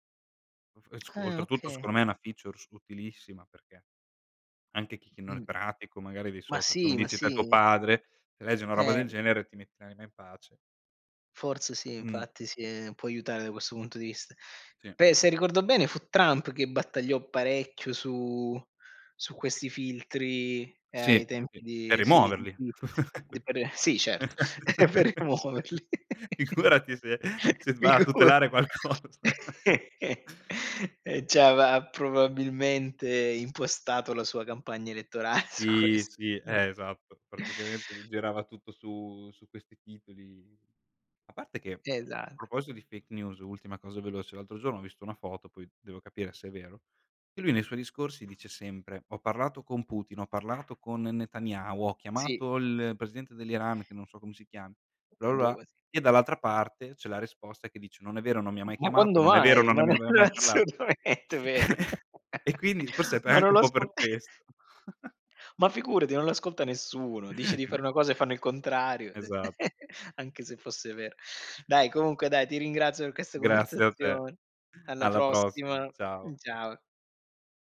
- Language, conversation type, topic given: Italian, unstructured, Qual è il tuo consiglio per chi vuole rimanere sempre informato?
- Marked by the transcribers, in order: "okay" said as "oka"; in English: "features"; laugh; laughing while speaking: "Figurati se se s"; "Twitter" said as "twitt"; laughing while speaking: "per rimuoverli. Figura. E c'ava"; laughing while speaking: "qualcosa"; laugh; "c'aveva" said as "c'ava"; laughing while speaking: "elettorale su questo"; inhale; tapping; laughing while speaking: "non è assolutamente vero. Ma non lo ascol"; laugh; chuckle; chuckle; laugh; background speech